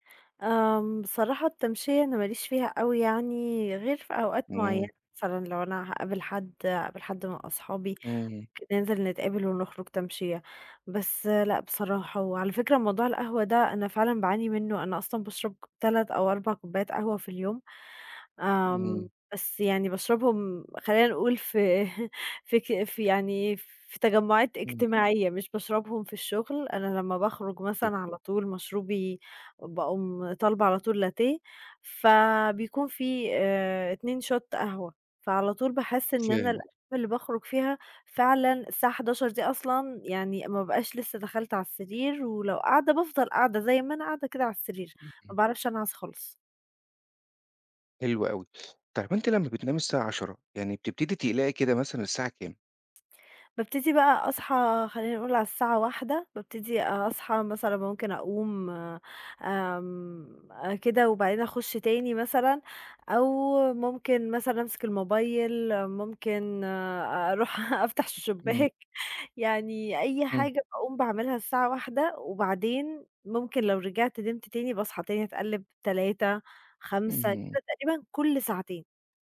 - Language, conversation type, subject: Arabic, advice, إزاي القيلولات المتقطعة بتأثر على نومي بالليل؟
- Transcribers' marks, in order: other background noise; laughing while speaking: "في"; unintelligible speech; in English: "Shot"; sniff; tapping